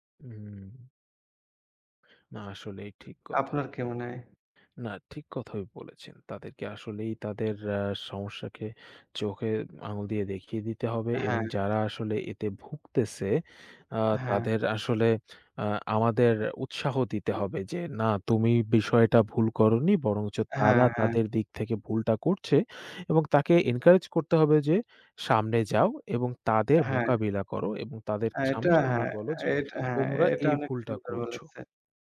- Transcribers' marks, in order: in English: "encourage"
- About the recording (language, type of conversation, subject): Bengali, unstructured, আপনি কি কখনো কর্মস্থলে অন্যায় আচরণের শিকার হয়েছেন?